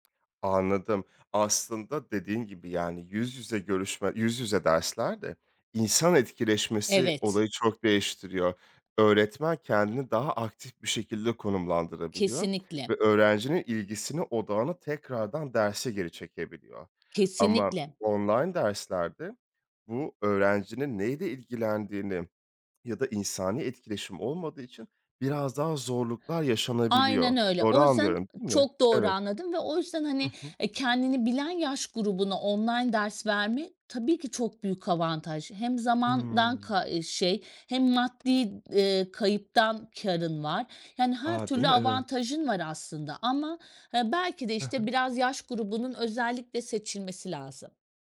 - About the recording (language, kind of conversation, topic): Turkish, podcast, Online derslerden neler öğrendin ve deneyimlerin nasıldı?
- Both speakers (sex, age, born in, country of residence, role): female, 40-44, Turkey, Portugal, guest; male, 30-34, Turkey, France, host
- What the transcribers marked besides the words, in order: other background noise